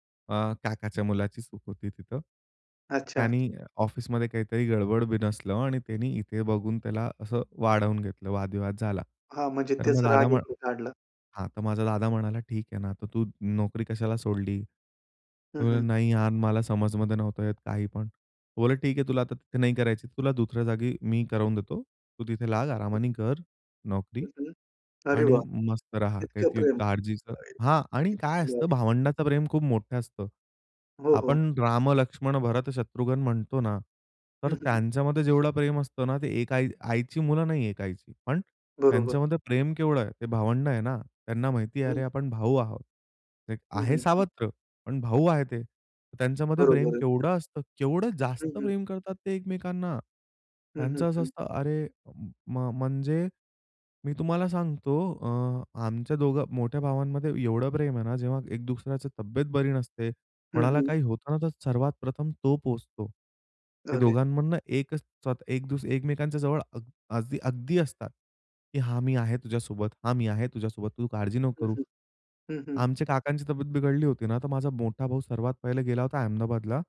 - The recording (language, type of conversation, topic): Marathi, podcast, कुटुंबात मोठ्या भांडणानंतर नातं पुन्हा कसं जोडता येईल?
- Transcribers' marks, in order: other background noise; unintelligible speech